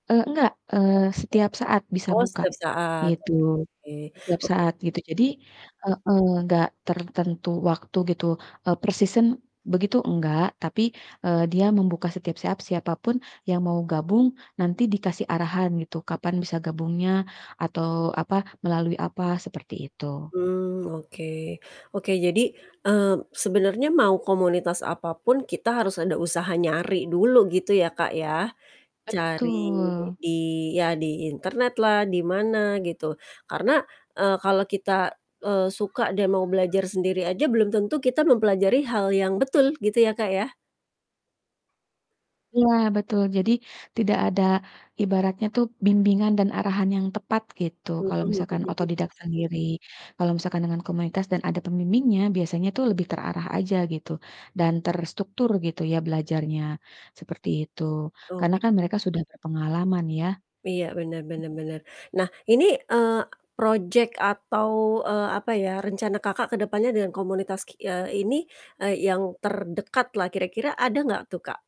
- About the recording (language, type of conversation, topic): Indonesian, podcast, Apa peran komunitas dalam proses belajarmu?
- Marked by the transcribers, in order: distorted speech; in English: "season"; other background noise; static; background speech; in English: "project"